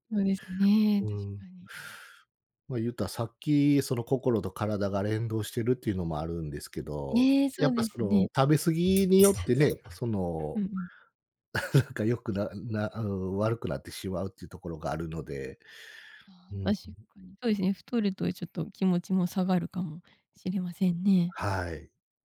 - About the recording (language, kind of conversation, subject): Japanese, podcast, 心が折れそうなとき、どうやって立て直していますか？
- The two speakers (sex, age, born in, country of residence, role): female, 25-29, Japan, Japan, host; male, 45-49, Japan, Japan, guest
- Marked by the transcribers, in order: other background noise; chuckle